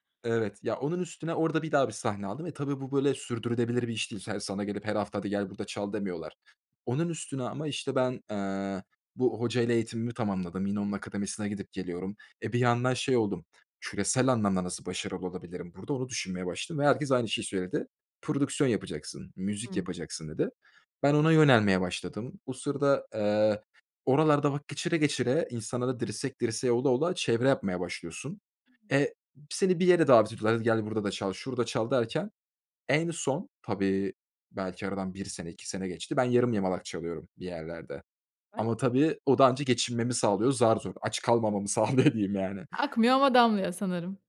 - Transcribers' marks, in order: unintelligible speech; chuckle
- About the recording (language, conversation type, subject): Turkish, podcast, Hayatınızda bir mentor oldu mu, size nasıl yardımcı oldu?